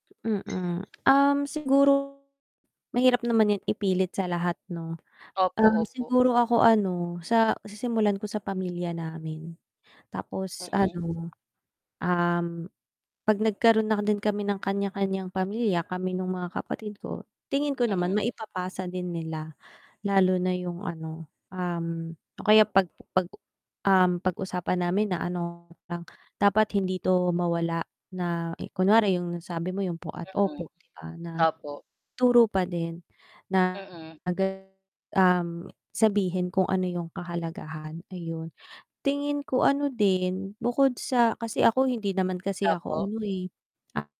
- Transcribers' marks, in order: tapping; distorted speech; other background noise
- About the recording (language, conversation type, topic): Filipino, unstructured, Ano ang pinakamasakit mong napansin sa unti-unting pagkawala ng mga tradisyon?
- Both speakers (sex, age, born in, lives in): female, 25-29, Philippines, Philippines; female, 30-34, Philippines, Philippines